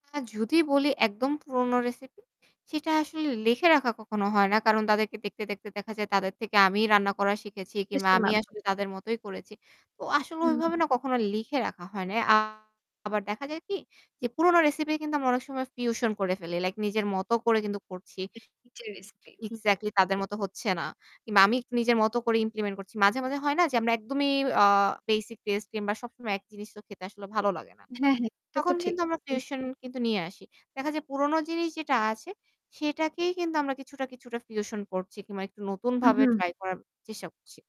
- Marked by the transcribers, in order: distorted speech; static; horn; unintelligible speech
- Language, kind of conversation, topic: Bengali, podcast, পুরোনো রেসিপি ঠিকভাবে মনে রেখে সংরক্ষণ করতে আপনি কী করেন?